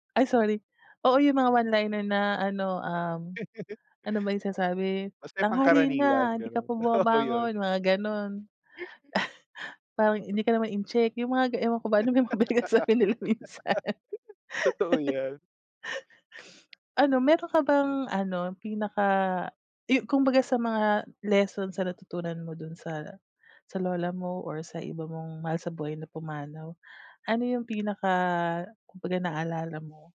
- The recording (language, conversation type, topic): Filipino, unstructured, Paano mo naaalala ang mga mahal mo sa buhay na wala na?
- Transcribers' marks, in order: laugh; laugh; laughing while speaking: "mga pinagsasabi nila minsan"; laugh